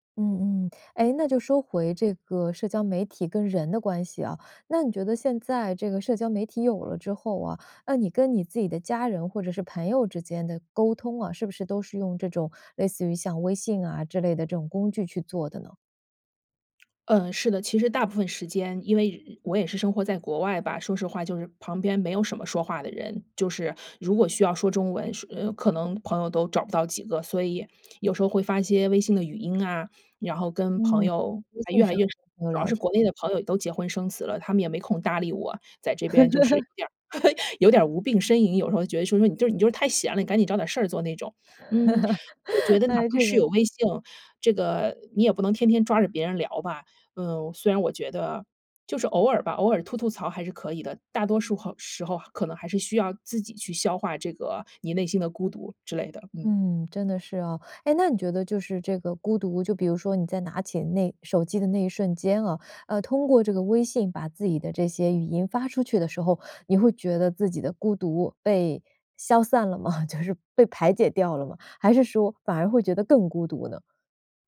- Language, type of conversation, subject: Chinese, podcast, 你觉得社交媒体让人更孤独还是更亲近？
- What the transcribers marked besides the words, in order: "在" said as "载"; chuckle; laugh; laugh; joyful: "呃，这个"; "信" said as "性"; laugh; laughing while speaking: "就是"; stressed: "更"